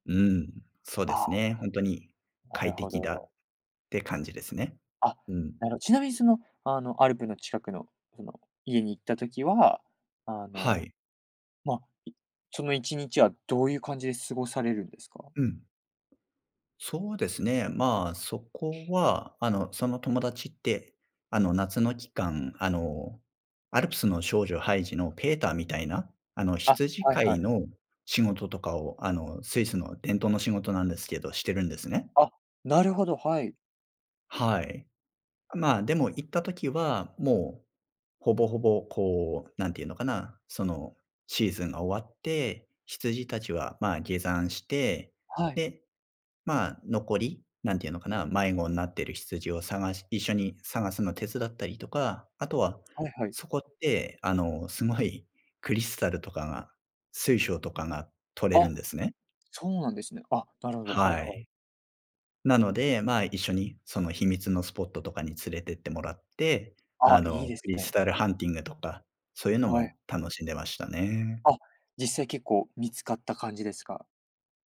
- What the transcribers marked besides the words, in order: none
- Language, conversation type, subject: Japanese, podcast, 最近の自然を楽しむ旅行で、いちばん心に残った瞬間は何でしたか？